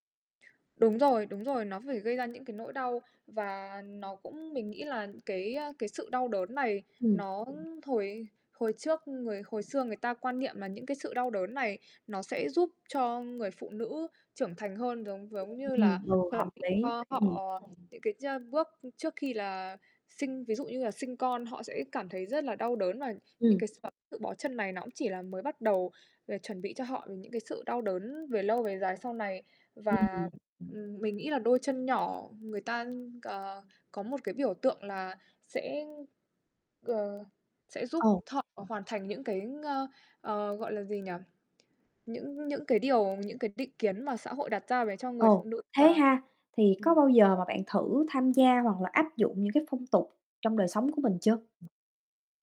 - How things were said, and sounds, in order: distorted speech; other background noise; tapping
- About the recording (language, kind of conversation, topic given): Vietnamese, unstructured, Bạn đã từng gặp phong tục nào khiến bạn thấy lạ lùng hoặc thú vị không?